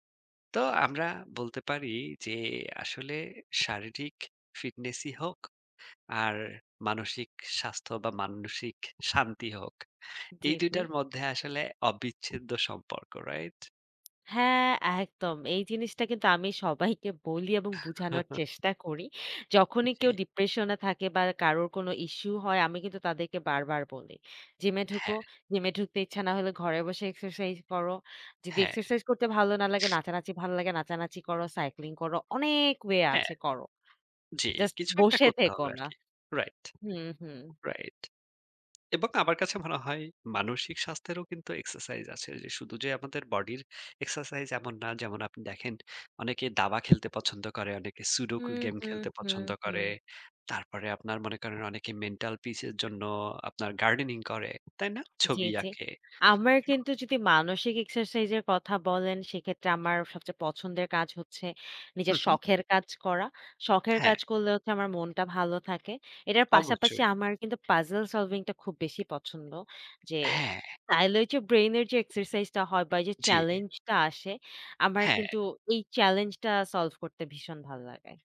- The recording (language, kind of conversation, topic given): Bengali, unstructured, শারীরিক ফিটনেস ও মানসিক স্বাস্থ্যের মধ্যে সম্পর্ক কী?
- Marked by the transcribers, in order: chuckle; in English: "ডিপ্রেশন"; snort; "এবং" said as "এবক"; sniff; unintelligible speech; in English: "পাজল সলভিং"